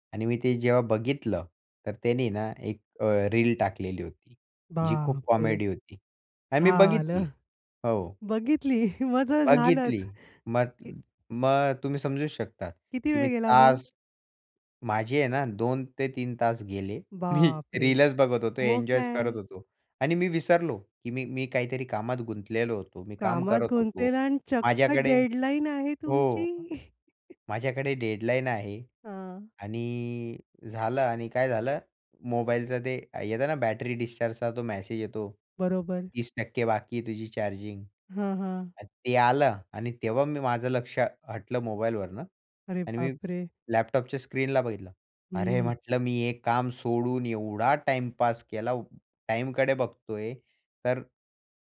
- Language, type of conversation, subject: Marathi, podcast, मोबाईल आणि सोशल मीडियामुळे तुमची एकाग्रता कशी बदलते?
- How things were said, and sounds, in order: other background noise; laughing while speaking: "बघितली मग तर झालंच"; laughing while speaking: "मी"; surprised: "चक्क डेडलाईन आहे तुमची"; chuckle; tapping